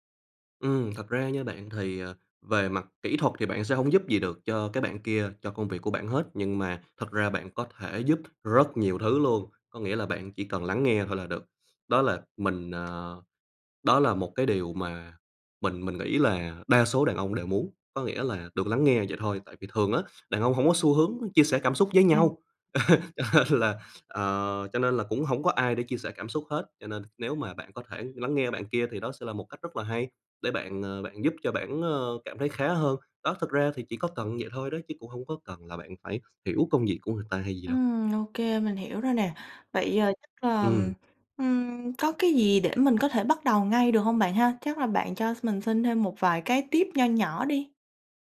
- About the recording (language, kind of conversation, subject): Vietnamese, advice, Tôi cảm thấy xa cách và không còn gần gũi với người yêu, tôi nên làm gì?
- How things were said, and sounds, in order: other background noise; tapping; laugh; laughing while speaking: "cho nên là"